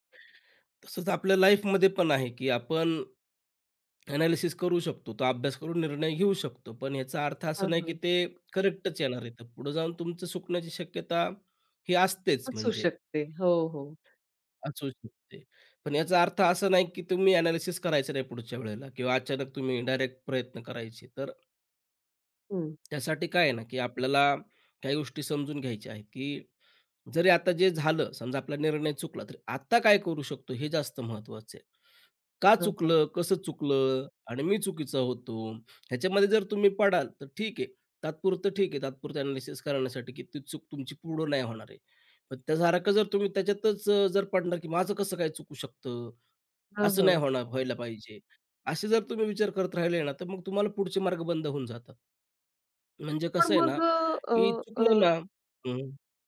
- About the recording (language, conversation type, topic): Marathi, podcast, अनेक पर्यायांमुळे होणारा गोंधळ तुम्ही कसा दूर करता?
- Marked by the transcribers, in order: in English: "एनालिसिस"; other background noise; in English: "एनालिसिस"; in English: "अ‍ॅनॅलिसिस"